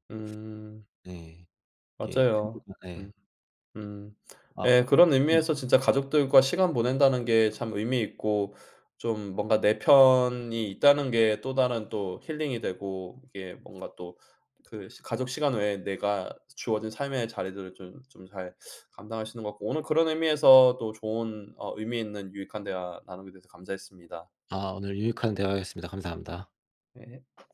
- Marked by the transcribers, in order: unintelligible speech; unintelligible speech; other background noise; tapping
- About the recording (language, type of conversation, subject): Korean, unstructured, 가족과 시간을 보내는 가장 좋은 방법은 무엇인가요?
- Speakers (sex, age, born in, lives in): male, 30-34, South Korea, Germany; male, 35-39, South Korea, United States